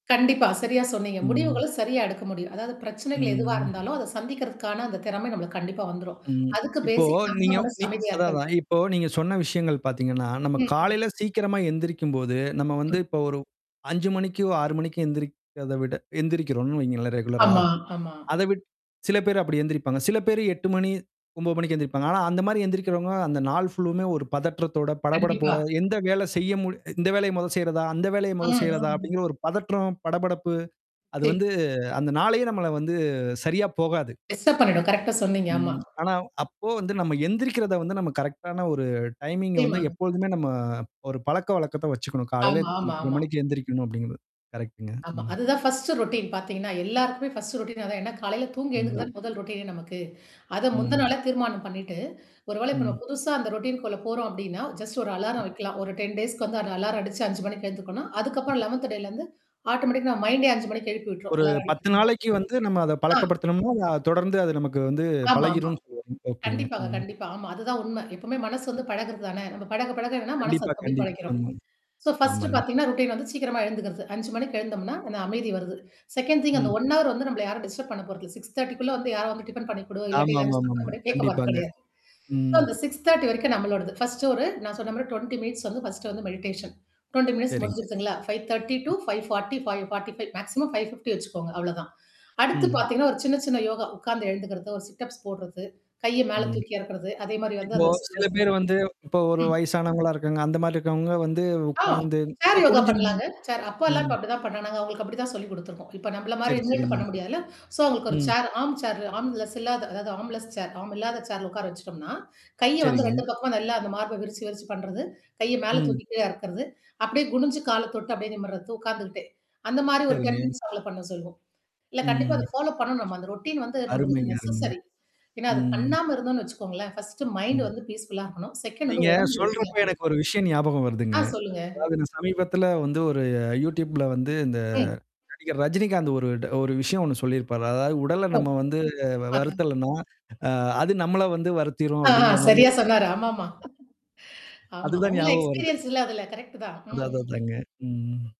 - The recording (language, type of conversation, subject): Tamil, podcast, பணியில் முழுமையாக ஈடுபடும் நிலைக்குச் செல்ல உங்களுக்கு உதவும் ஒரு சிறிய தினசரி நடைமுறை ஏதும் உள்ளதா?
- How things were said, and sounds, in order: static; drawn out: "ம்"; mechanical hum; tongue click; in English: "பேசிக்"; distorted speech; tapping; in English: "ரெகுலரா"; in English: "ஃபுல்லுமே"; other background noise; in English: "எக்ஸ்ட்ரா"; in English: "டைமிங்க"; unintelligible speech; other noise; in English: "ஃபர்ஸ்ட்டு ரொட்டீன்"; in English: "ஃபர்ஸ்ட்டு ரொட்டீன்"; in English: "ரொட்டீன்"; in English: "ரொட்டீனக்குள்ள"; in English: "ஜஸ்ட்"; in English: "டென் டேஸ்க்கு"; in English: "லெவன்த் டேலருந்து ஆட்டோமேட்டிக்கா"; in English: "மைண்டே"; in English: "ஸோ ஃபர்ஸ்ட்டு"; in English: "ரொட்டீன்"; tongue click; in English: "செகண்ட் திங் அந்த ஒன் ஹவர்"; in English: "டிஸ்டரப்"; in English: "டிஃபென்"; in English: "லஞ்ச் ப்ரிப்பேர்"; in English: "சோ"; in English: "சிக்ஸ் தர்டி"; in English: "ஃபர்ஸ்ட்டு"; in English: "டுவென்டி மினிட்ஸ்"; in English: "ஃபர்ஸ்ட்டு"; in English: "மெடிடேஷன். டுவென்டி மினிட்ஸ்"; in English: "ஃபைவ் தர்டி டூ ஃபைவ் ஃபார்டி ஃபைவ் மேக்ஸிமம் ஃபைவ் ஃபிஃப்டி"; unintelligible speech; sniff; in English: "சோ"; in English: "ஆர்ம் சேர் ஆர்ம் லெஸ்"; in English: "ஆர்ம் லெஸ் சேர் ஆர்ம்"; in English: "டென் மினிட்ஸ் ஃபாலோ"; in English: "ஃபாலோ"; in English: "ரொட்டீன்"; in English: "நெசஸரி"; in English: "ஃபர்ஸ்ட்டு மைண்ட்"; in English: "பீஸ்ஃபுல்லா"; in English: "செகண்ட்"; in English: "ஹெல்தியாகனும்"; laugh; in English: "எக்ஸ்பீரியன்ஸ்"